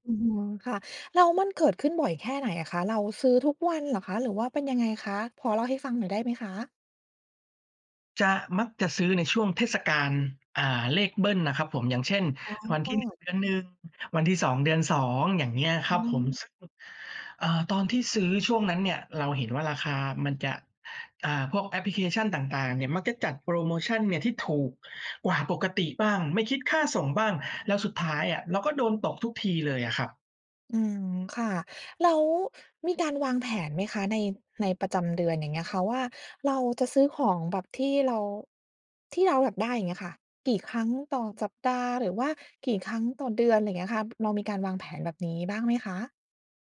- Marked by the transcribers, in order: none
- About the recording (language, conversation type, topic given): Thai, advice, คุณมักซื้อของแบบฉับพลันแล้วเสียดายทีหลังบ่อยแค่ไหน และมักเป็นของประเภทไหน?